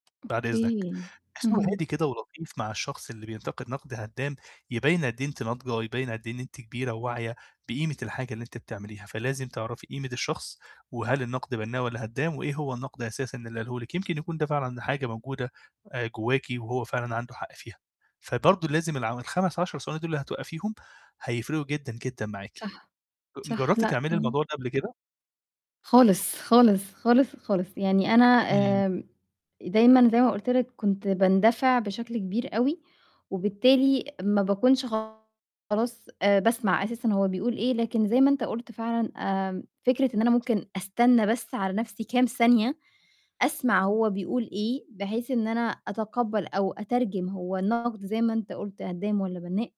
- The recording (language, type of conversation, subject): Arabic, advice, إزاي أفضل هادي وأتعامل بشكل فعّال لما حد ينتقدني؟
- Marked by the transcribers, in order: distorted speech